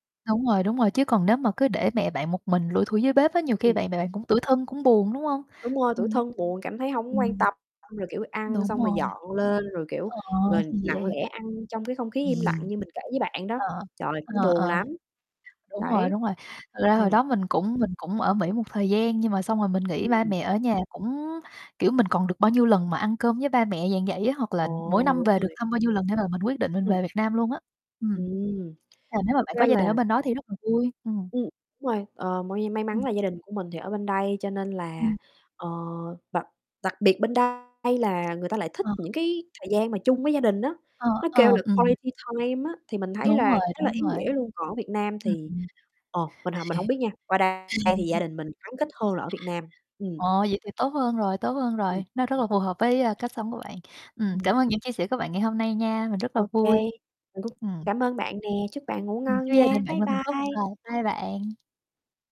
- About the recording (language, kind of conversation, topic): Vietnamese, unstructured, Bạn nghĩ gì về việc xem phim cùng gia đình vào cuối tuần?
- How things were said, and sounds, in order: tapping; distorted speech; chuckle; other background noise; in English: "quality time"; laugh